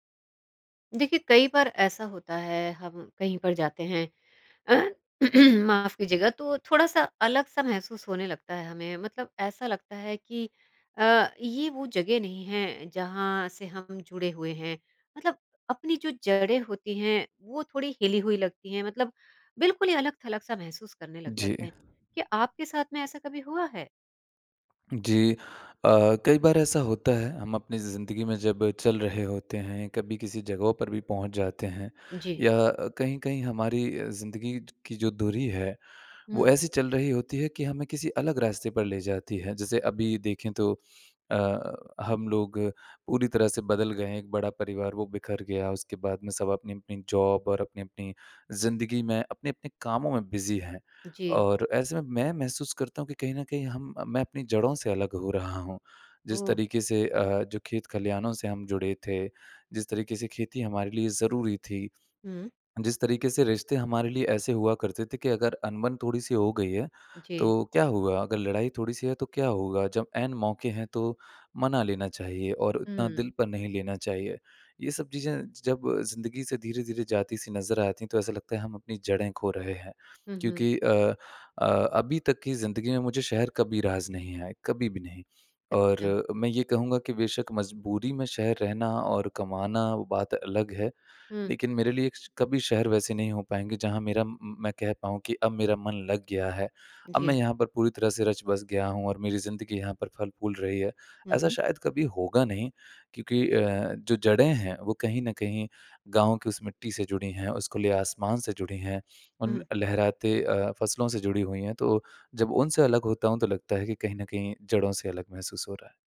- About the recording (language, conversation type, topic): Hindi, podcast, क्या कभी ऐसा हुआ है कि आप अपनी जड़ों से अलग महसूस करते हों?
- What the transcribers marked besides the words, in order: throat clearing; tapping; in English: "जॉब"; in English: "बिज़ी"